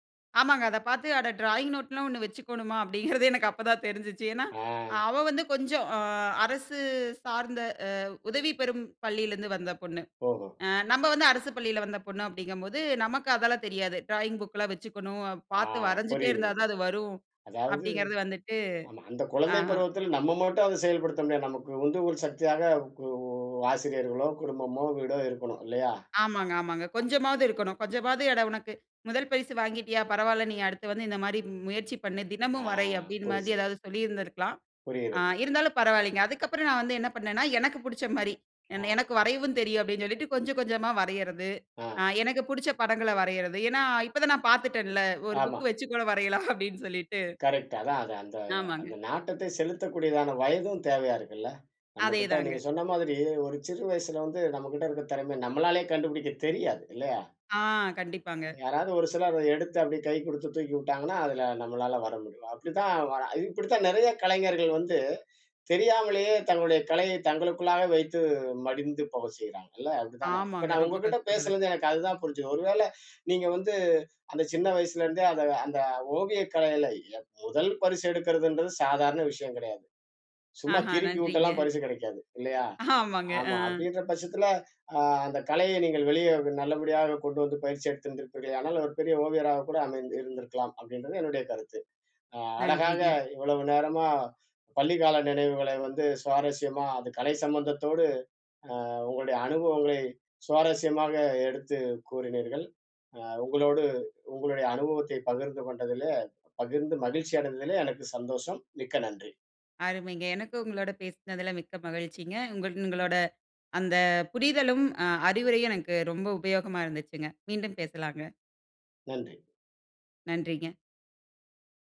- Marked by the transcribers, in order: laughing while speaking: "அப்டீங்குறதே எனக்கு"; drawn out: "ஊ"; laughing while speaking: "வச்சி கூட வரையலாம் அப்டீன்னு சொல்லிட்டு"; laughing while speaking: "ஆமாங்க"
- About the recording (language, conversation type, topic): Tamil, podcast, பள்ளிக்கால நினைவுகளில் உங்களுக்கு மிகவும் முக்கியமாக நினைவில் நிற்கும் ஒரு அனுபவம் என்ன?